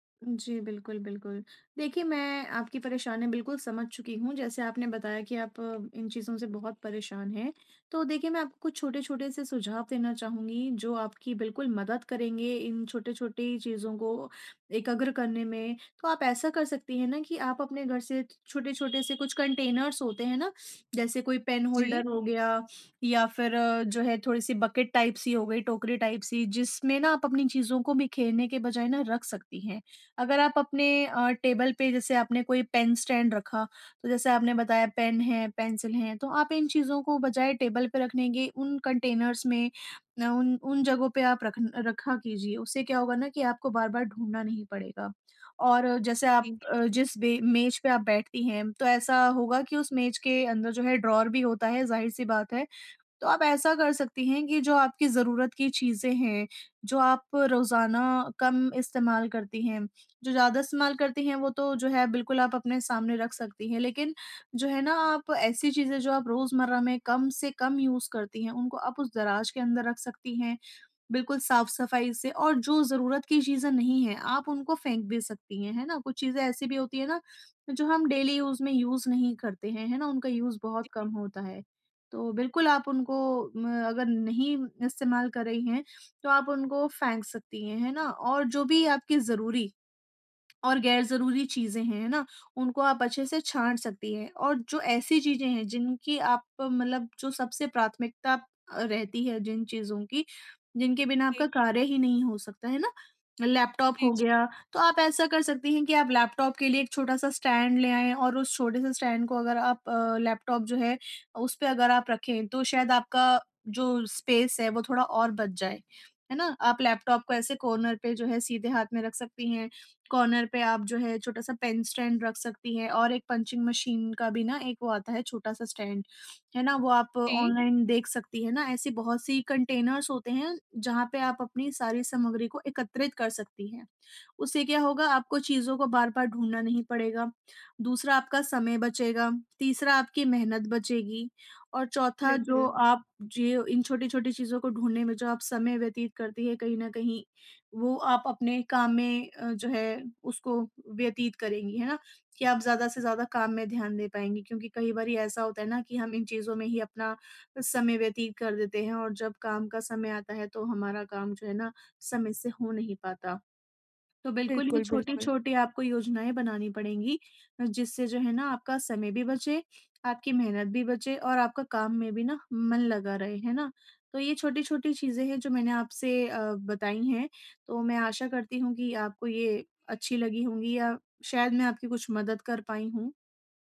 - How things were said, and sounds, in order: horn; in English: "कंटेनर्स"; in English: "पेन होल्डर"; in English: "बकेट टाइप"; in English: "टाइप"; in English: "पेन स्टैंड"; in English: "कंटेनर्स"; in English: "ड्रावर"; in English: "यूज़"; in English: "डेली यूज़"; in English: "यूज़"; in English: "स्टैंड"; in English: "स्टैंड"; in English: "स्पेस"; in English: "कॉर्नर"; in English: "कॉर्नर"; in English: "पेन स्टैंड"; in English: "पंचिंग मशीन"; in English: "स्टैंड"; in English: "कंटेनर्स"
- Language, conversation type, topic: Hindi, advice, टूल्स और सामग्री को स्मार्ट तरीके से कैसे व्यवस्थित करें?